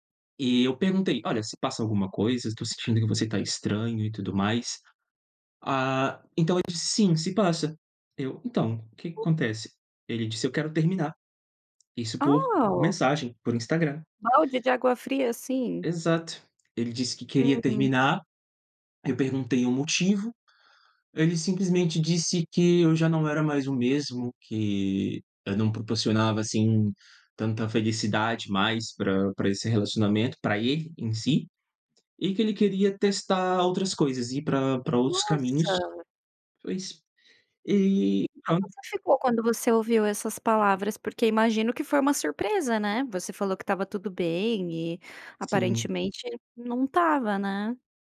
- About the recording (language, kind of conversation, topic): Portuguese, advice, Como posso superar o fim recente do meu namoro e seguir em frente?
- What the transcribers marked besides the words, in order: other noise; tapping